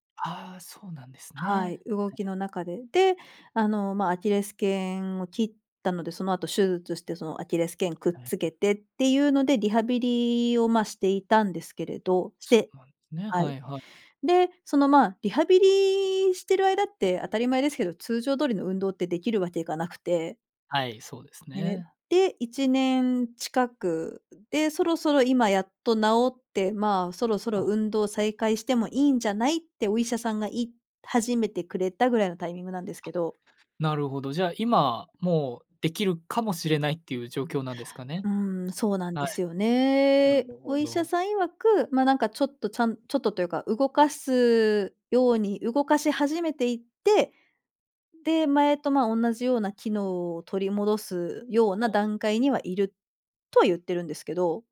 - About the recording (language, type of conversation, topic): Japanese, advice, 長いブランクのあとで運動を再開するのが怖かったり不安だったりするのはなぜですか？
- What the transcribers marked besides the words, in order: none